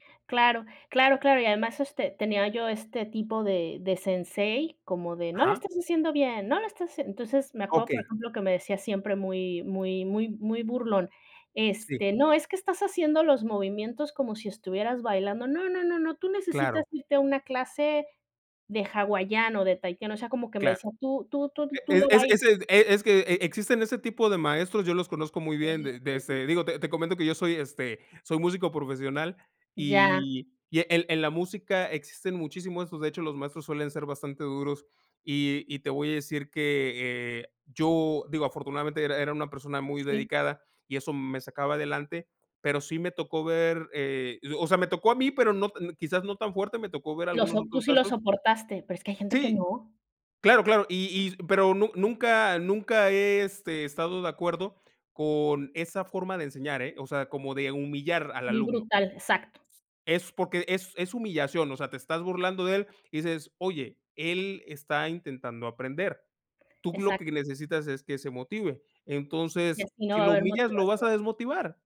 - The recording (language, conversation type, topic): Spanish, unstructured, ¿Qué recomendarías a alguien que quiere empezar a hacer ejercicio?
- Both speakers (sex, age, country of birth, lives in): female, 40-44, Mexico, Mexico; male, 40-44, Mexico, Mexico
- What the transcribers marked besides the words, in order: none